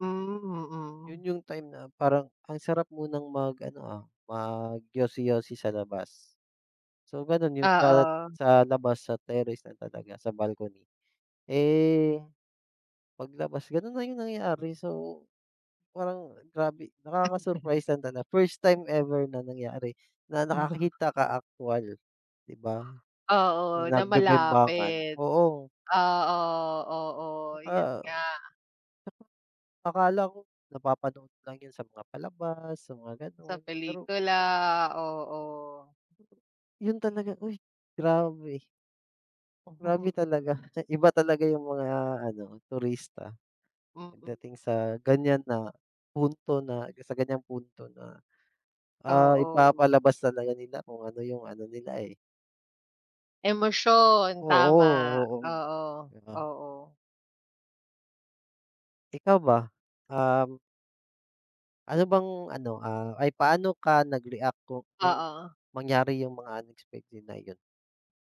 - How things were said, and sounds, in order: laugh; tapping; unintelligible speech; chuckle
- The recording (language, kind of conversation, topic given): Filipino, unstructured, Ano ang pinakanakagugulat na nangyari sa iyong paglalakbay?